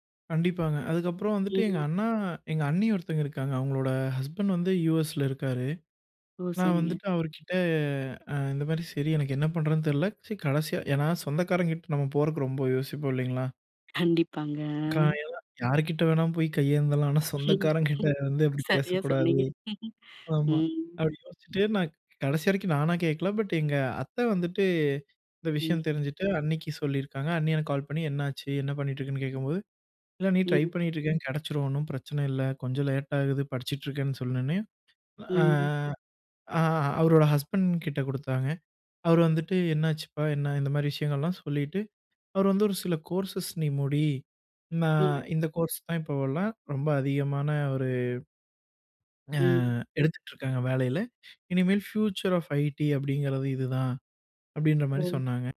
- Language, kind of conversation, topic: Tamil, podcast, உங்கள் தொழில் முன்னேற்றத்திற்கு உதவிய வழிகாட்டியைப் பற்றி சொல்ல முடியுமா?
- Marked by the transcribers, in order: unintelligible speech; laughing while speaking: "சரியா சொன்னீங்க"; laugh; other noise; in English: "பியூச்சர் ஆஃப் ஐடி"